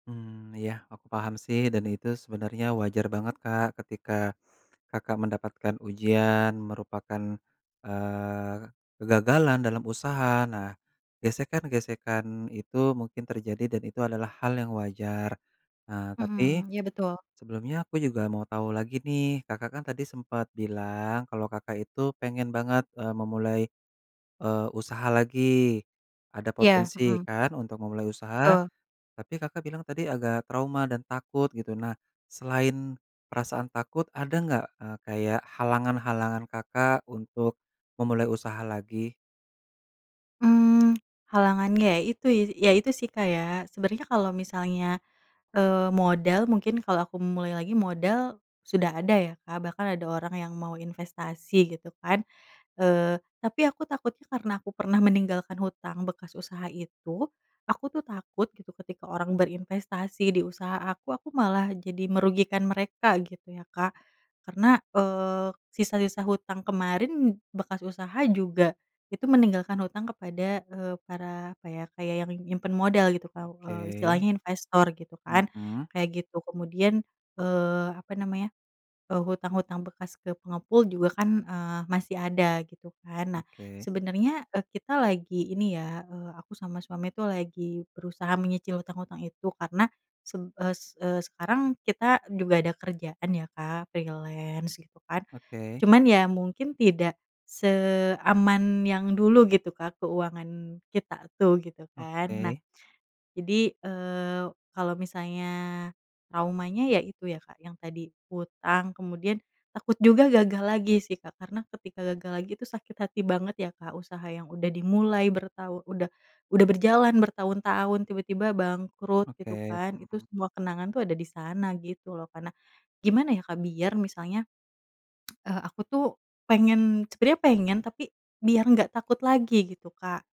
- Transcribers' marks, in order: other background noise; in English: "freelance"; lip smack
- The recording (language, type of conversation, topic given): Indonesian, advice, Bagaimana cara mengatasi trauma setelah kegagalan besar yang membuat Anda takut mencoba lagi?